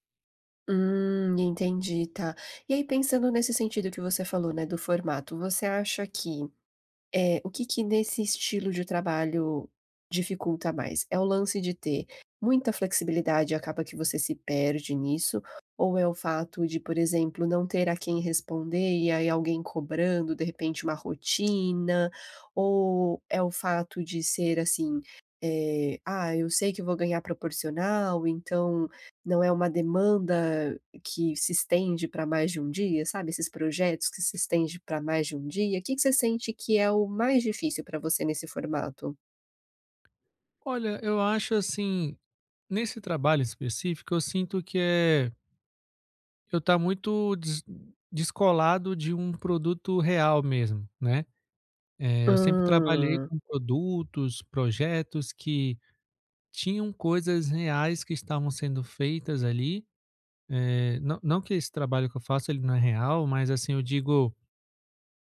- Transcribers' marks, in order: tapping
- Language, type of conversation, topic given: Portuguese, advice, Como posso equilibrar pausas e produtividade ao longo do dia?